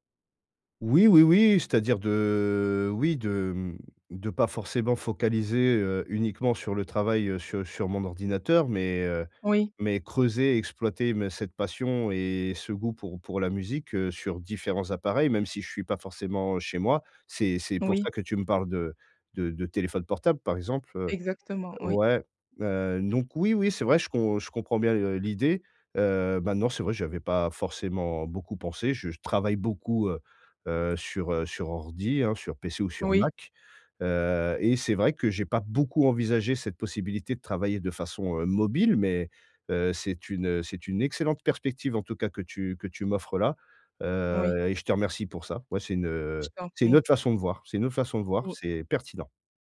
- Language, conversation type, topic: French, advice, Comment puis-je trouver du temps pour une nouvelle passion ?
- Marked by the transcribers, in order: drawn out: "de"